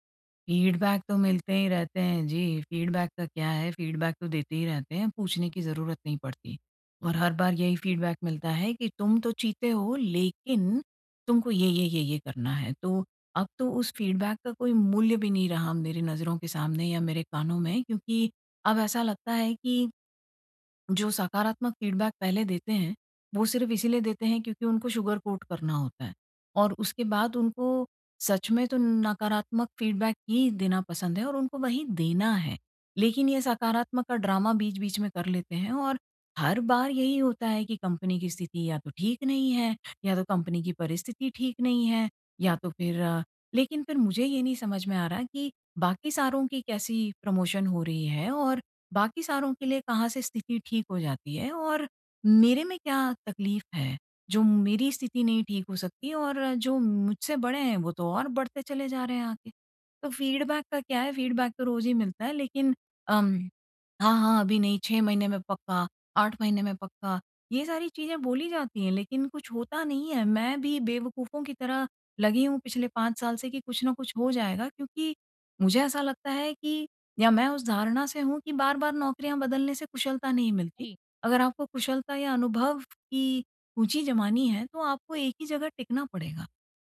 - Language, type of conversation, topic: Hindi, advice, प्रमोन्नति और मान्यता न मिलने पर मुझे नौकरी कब बदलनी चाहिए?
- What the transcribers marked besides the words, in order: in English: "फीडबैक"; in English: "फीडबैक"; in English: "फीडबैक"; in English: "फीडबैक"; in English: "फीडबैक"; in English: "फीडबैक"; in English: "सुगर कोट"; in English: "फीडबैक"; in English: "ड्रामा"; in English: "प्रमोशन"; in English: "फीडबैक"; in English: "फीडबैक"